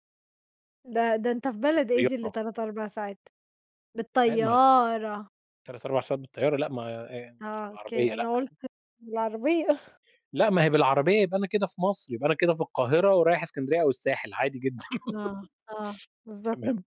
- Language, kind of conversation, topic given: Arabic, unstructured, هل بتحب تقضي وقتك جنب البحر؟ ليه؟
- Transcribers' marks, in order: drawn out: "بالطيارة!"; tsk; chuckle; giggle; laughing while speaking: "تمام"